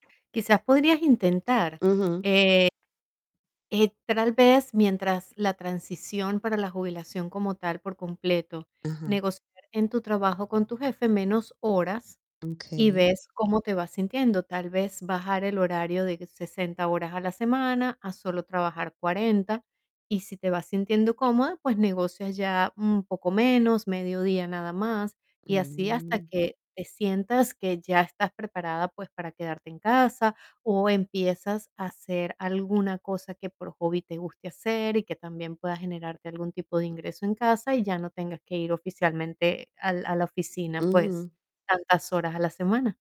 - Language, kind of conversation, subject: Spanish, advice, ¿Estás considerando jubilarte o reducir tu jornada laboral a tiempo parcial?
- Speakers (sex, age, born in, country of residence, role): female, 45-49, Venezuela, United States, advisor; female, 55-59, Colombia, United States, user
- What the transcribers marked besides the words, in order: static; "tal" said as "tral"; other background noise; distorted speech